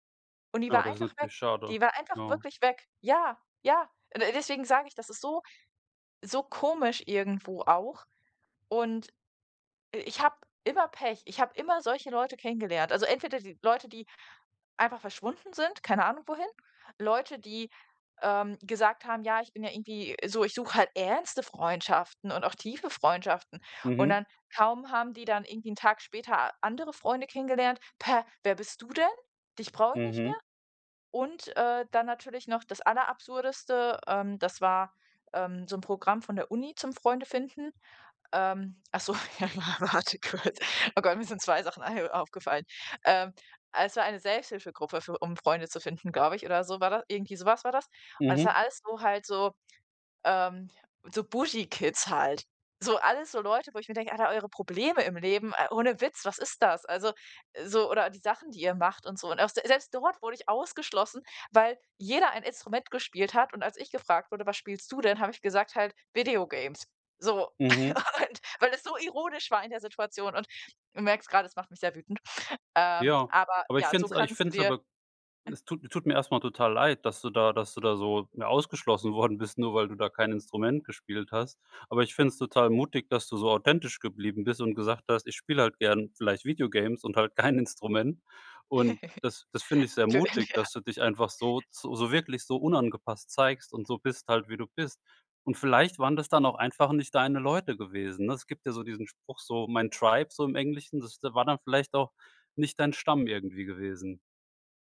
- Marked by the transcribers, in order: disgusted: "Pä"; laughing while speaking: "Ach so, ja, warte kurz"; in French: "bougie"; in English: "kids"; laughing while speaking: "und"; other noise; laughing while speaking: "halt"; laugh; laughing while speaking: "Dünn, ja"; in English: "Tribe"
- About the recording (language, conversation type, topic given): German, advice, Wie kann ich in einer neuen Stadt Freundschaften aufbauen, wenn mir das schwerfällt?